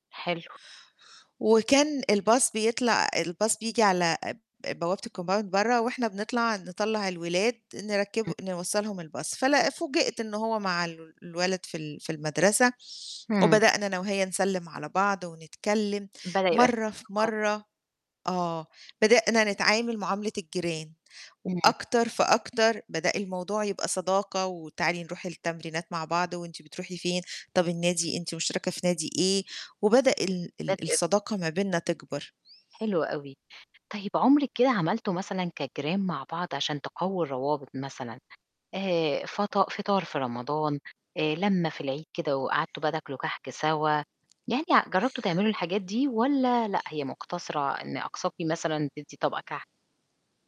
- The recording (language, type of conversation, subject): Arabic, podcast, إزاي تقدر تقوّي علاقتك بجيرانك وبأهل الحي؟
- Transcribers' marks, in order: static; in English: "الBus"; in English: "الBus"; in English: "الCompound"; unintelligible speech; in English: "الBus"; distorted speech; unintelligible speech